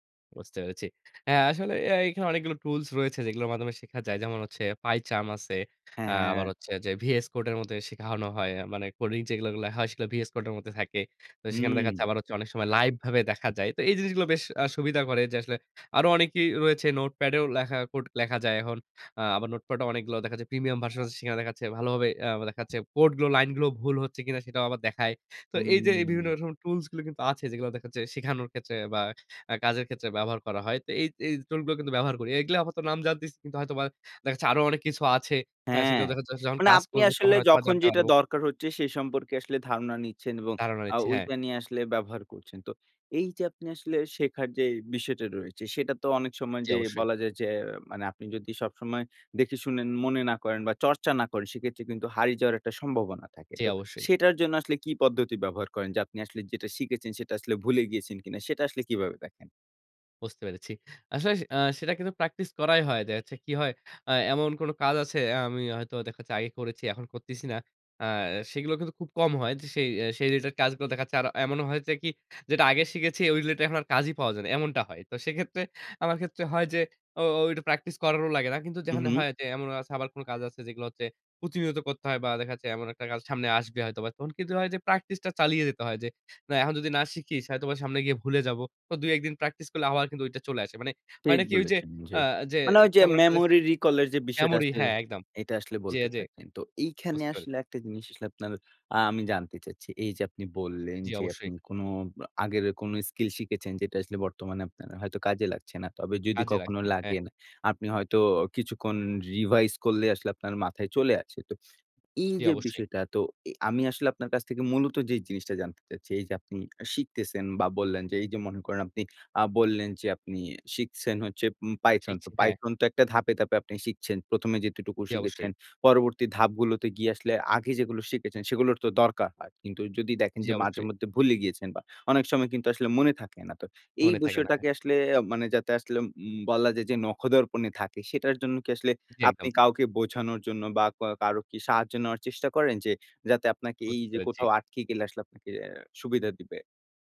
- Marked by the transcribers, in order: "এখন" said as "এহন"; "ভার্সন" said as "ভার্স"; "আপাতত" said as "আপাত"; other background noise; alarm; in English: "memory recall"; "এমনই" said as "এমরই"; horn
- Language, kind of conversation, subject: Bengali, podcast, নতুন কিছু শেখা শুরু করার ধাপগুলো কীভাবে ঠিক করেন?